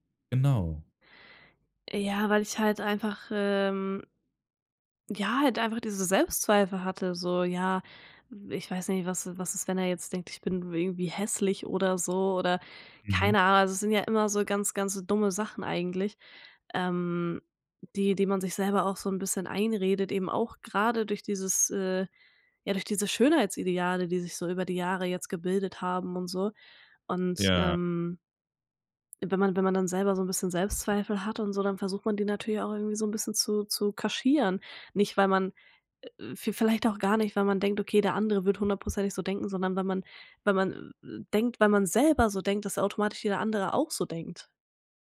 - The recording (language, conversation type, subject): German, podcast, Wie beeinflussen Filter dein Schönheitsbild?
- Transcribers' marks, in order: drawn out: "ähm"